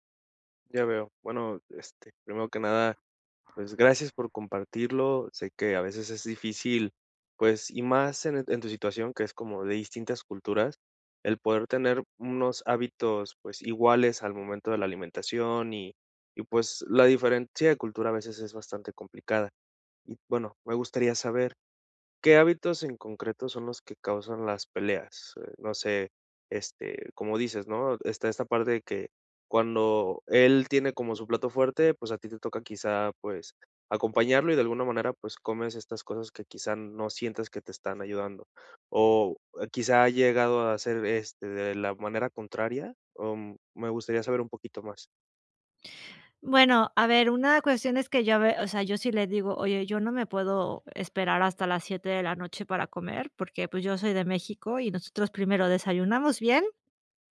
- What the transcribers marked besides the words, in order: other background noise
- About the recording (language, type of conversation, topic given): Spanish, advice, ¿Cómo podemos manejar las peleas en pareja por hábitos alimenticios distintos en casa?